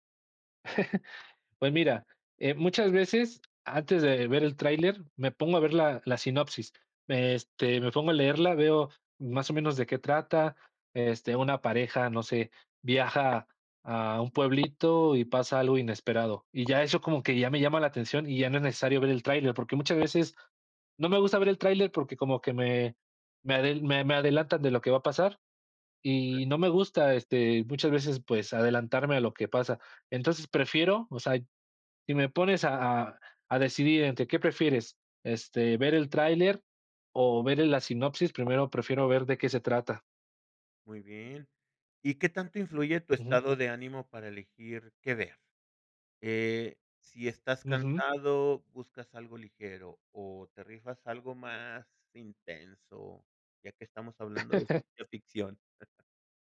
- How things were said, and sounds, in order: chuckle; tapping; unintelligible speech; chuckle
- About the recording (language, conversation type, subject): Spanish, podcast, ¿Cómo eliges qué ver en plataformas de streaming?